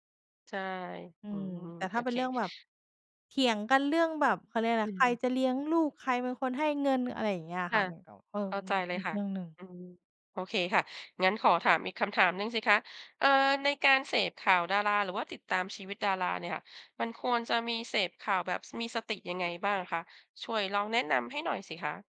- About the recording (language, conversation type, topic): Thai, podcast, ทำไมคนเราถึงชอบติดตามชีวิตดาราราวกับกำลังดูเรื่องราวที่น่าตื่นเต้น?
- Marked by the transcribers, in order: other background noise